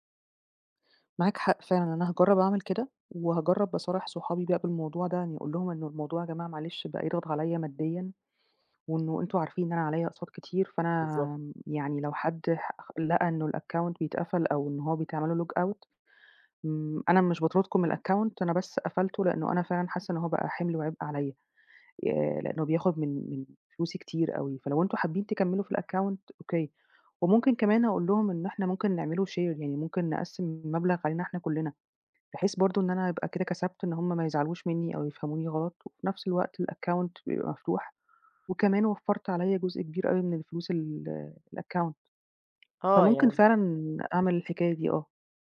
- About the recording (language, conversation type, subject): Arabic, advice, إزاي أسيطر على الاشتراكات الشهرية الصغيرة اللي بتتراكم وبتسحب من ميزانيتي؟
- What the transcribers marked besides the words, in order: tapping; in English: "الaccount"; in English: "logout"; in English: "الaccount"; in English: "الaccount"; in English: "share"; in English: "الaccount"; in English: "الaccount"